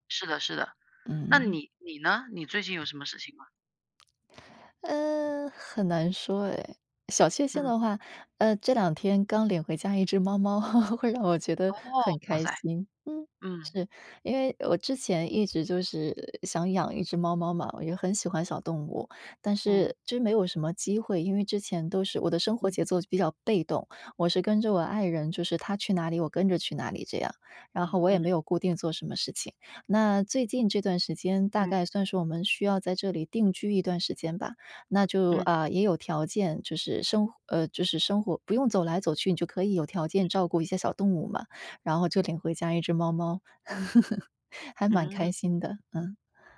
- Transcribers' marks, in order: laugh; chuckle
- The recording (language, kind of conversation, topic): Chinese, unstructured, 你怎么看待生活中的小确幸？
- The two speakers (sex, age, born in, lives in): female, 35-39, China, United States; female, 35-39, China, United States